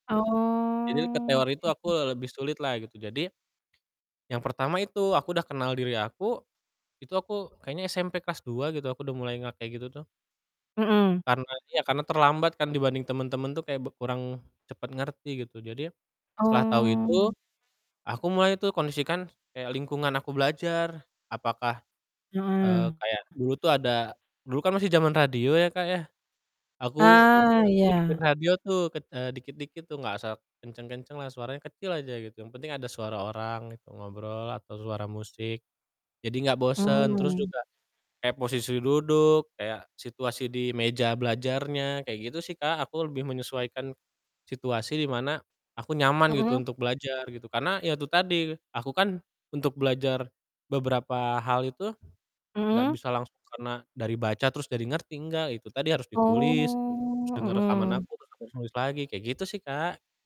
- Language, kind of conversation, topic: Indonesian, unstructured, Apa pengalaman belajar paling menyenangkan yang pernah kamu alami?
- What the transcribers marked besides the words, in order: tapping; distorted speech; drawn out: "Oke"; other background noise; static; drawn out: "Oh"